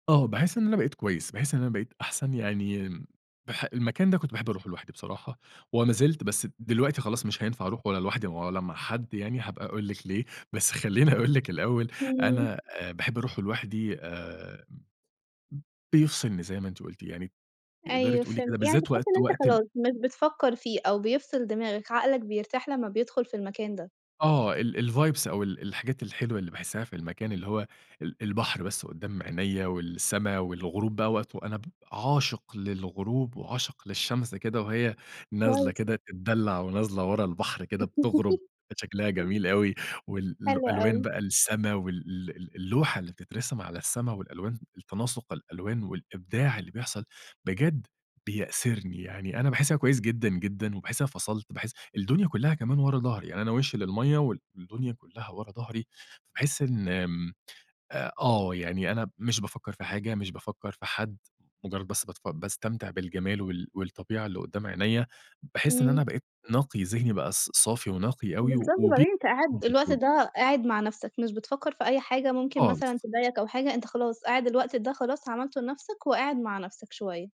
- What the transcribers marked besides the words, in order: tapping; in English: "الvibes"; laugh; unintelligible speech
- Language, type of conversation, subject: Arabic, podcast, إيه أجمل مكان محلي اكتشفته بالصدفة وبتحب ترجع له؟